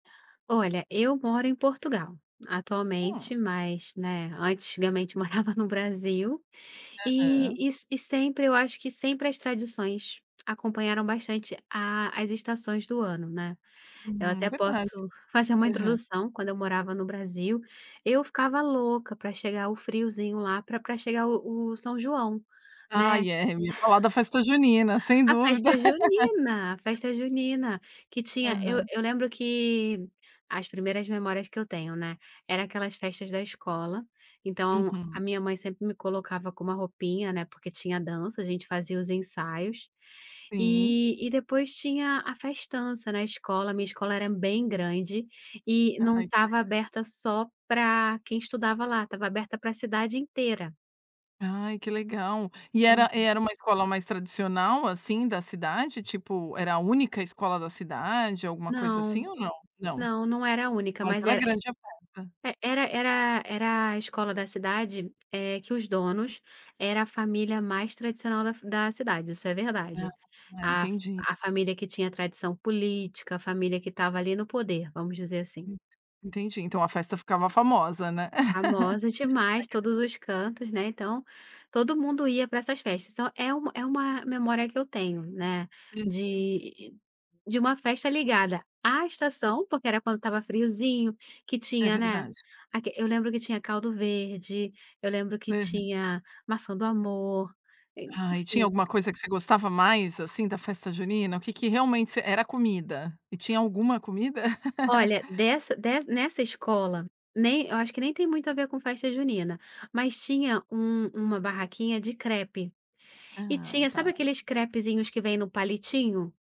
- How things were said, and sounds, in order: laughing while speaking: "morava no Brasil"; laugh; laugh; laugh
- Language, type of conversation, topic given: Portuguese, podcast, Que tradições estão ligadas às estações do ano onde você mora?